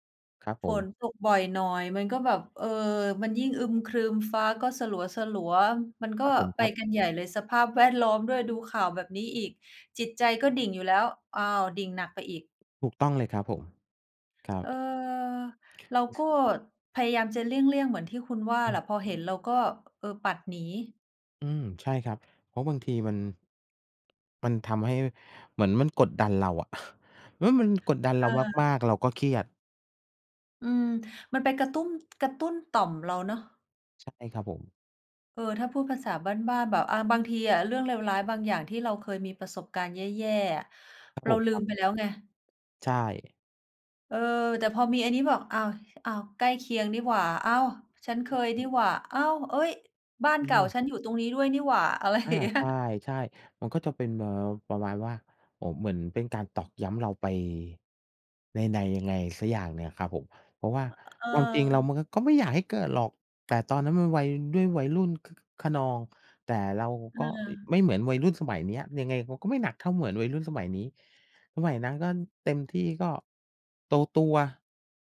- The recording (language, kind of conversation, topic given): Thai, unstructured, คุณเคยรู้สึกเหงาหรือเศร้าจากการใช้โซเชียลมีเดียไหม?
- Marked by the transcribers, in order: laughing while speaking: "แวดล้อม"; tapping; chuckle; laughing while speaking: "อะไรอย่างเงี้ย"